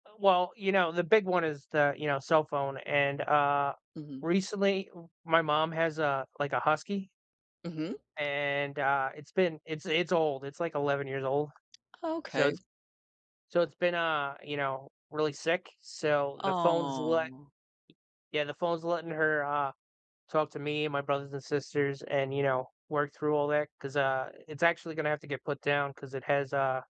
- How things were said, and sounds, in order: tapping; sad: "Aw"
- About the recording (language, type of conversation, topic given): English, unstructured, How has a small piece of everyday technology strengthened your connections lately?